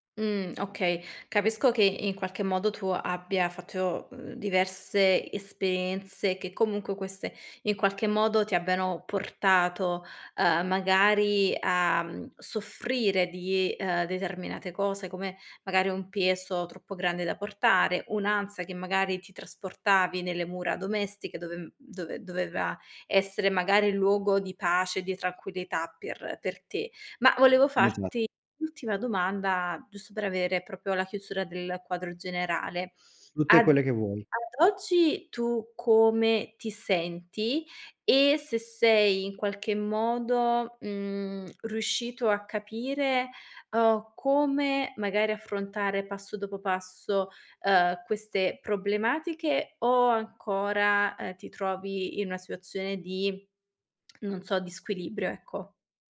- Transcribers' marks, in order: "fatto" said as "fatio"; "peso" said as "pieso"; tapping; "Tutte" said as "utte"; "proprio" said as "propio"; tongue click
- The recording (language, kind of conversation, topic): Italian, advice, Come posso stabilire dei confini con un capo o un collega troppo esigente?